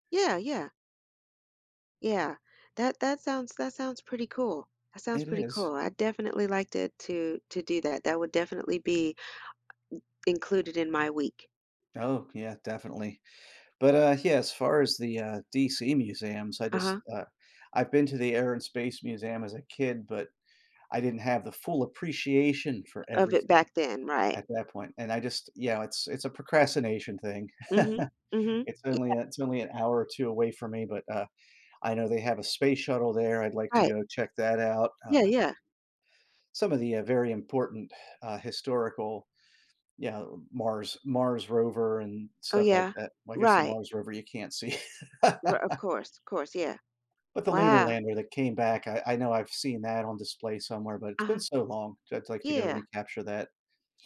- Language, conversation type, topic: English, unstructured, How would you spend a week with unlimited parks and museums access?
- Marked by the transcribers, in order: tapping; chuckle; laugh